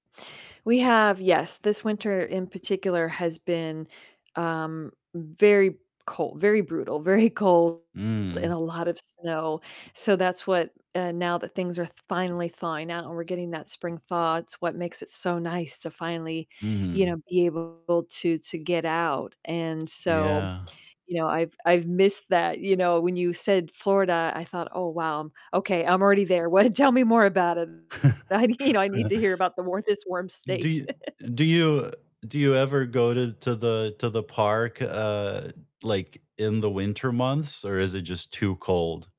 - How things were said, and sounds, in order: laughing while speaking: "very"; distorted speech; other background noise; laughing while speaking: "what tell me"; laughing while speaking: "I need"; chuckle; laughing while speaking: "Yeah"; chuckle
- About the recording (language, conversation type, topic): English, unstructured, Which local places help you unwind on a lazy afternoon, and what makes them special to you?
- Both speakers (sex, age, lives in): female, 50-54, United States; male, 30-34, United States